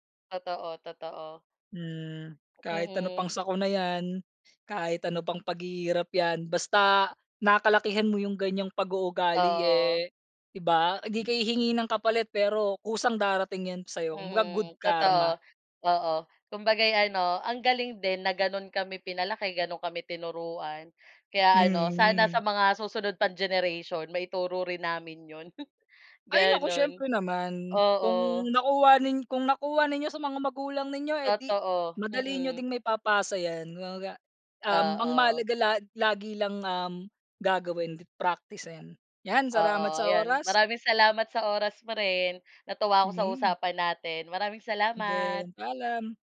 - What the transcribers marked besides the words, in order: none
- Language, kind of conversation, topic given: Filipino, unstructured, Ano ang kahalagahan ng bayanihan sa kulturang Pilipino para sa iyo?
- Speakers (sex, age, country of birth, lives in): female, 25-29, Philippines, Philippines; male, 30-34, Philippines, Philippines